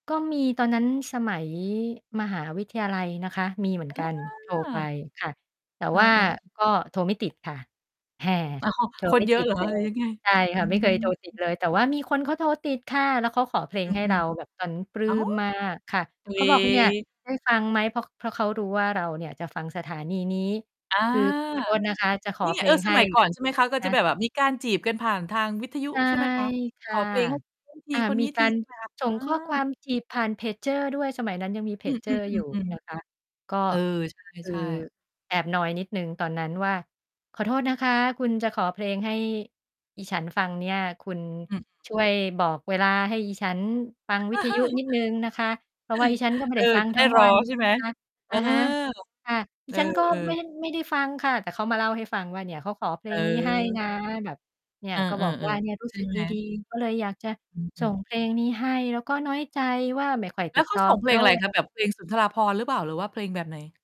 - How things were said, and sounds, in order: distorted speech; laughing while speaking: "อ๋อ"; mechanical hum; chuckle; other background noise
- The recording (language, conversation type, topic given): Thai, podcast, เพลงโปรดตอนเด็กของคุณคือเพลงอะไร เล่าให้ฟังหน่อยได้ไหม?